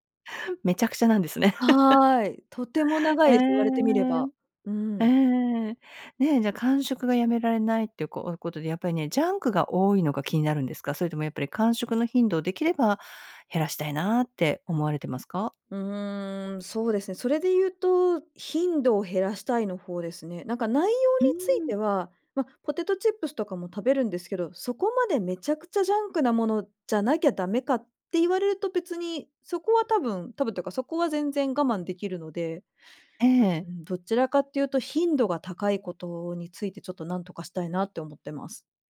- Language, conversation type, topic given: Japanese, advice, 食生活を改善したいのに、間食やジャンクフードをやめられないのはどうすればいいですか？
- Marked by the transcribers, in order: laugh